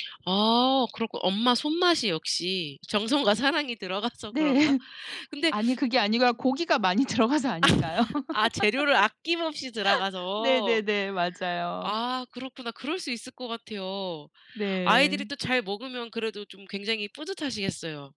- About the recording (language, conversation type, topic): Korean, podcast, 특별한 날이면 꼭 만드는 음식이 있나요?
- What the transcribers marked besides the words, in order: laughing while speaking: "정성과 사랑이 들어가서"; laugh; laugh; laughing while speaking: "들어가서"; laugh; other background noise